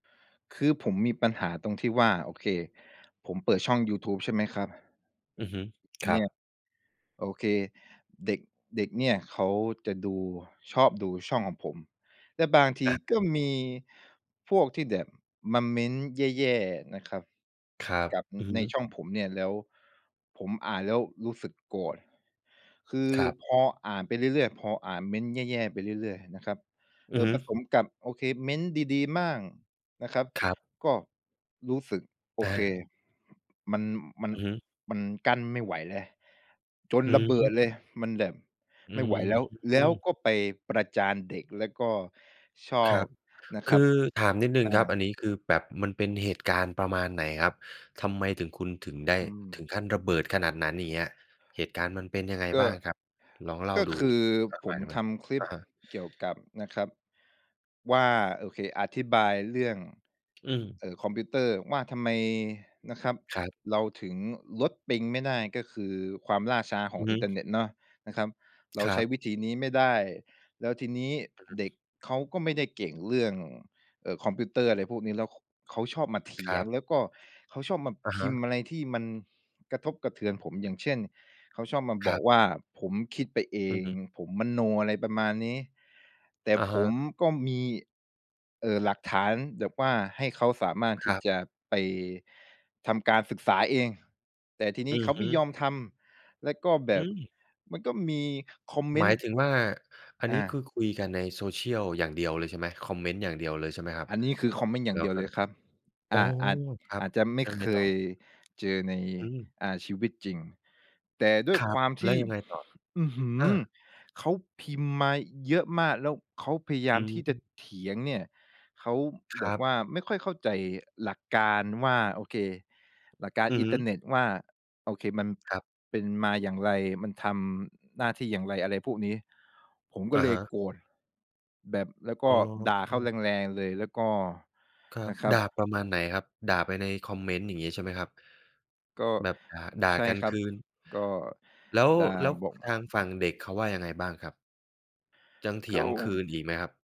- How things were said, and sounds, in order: tapping; other background noise
- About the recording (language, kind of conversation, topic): Thai, advice, ทำไมคุณถึงมักเก็บความโกรธไว้จนระเบิดซ้ำๆ?